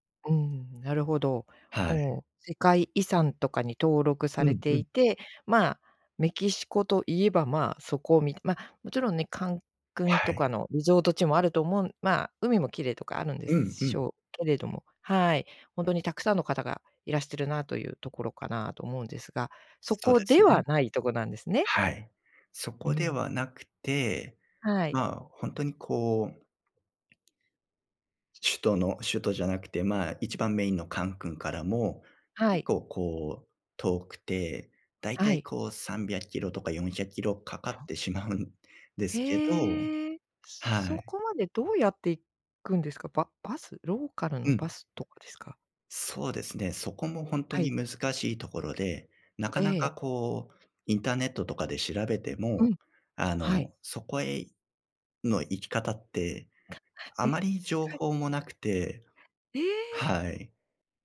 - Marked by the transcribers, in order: tapping; other background noise; other noise
- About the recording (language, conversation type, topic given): Japanese, podcast, 旅で見つけた秘密の場所について話してくれますか？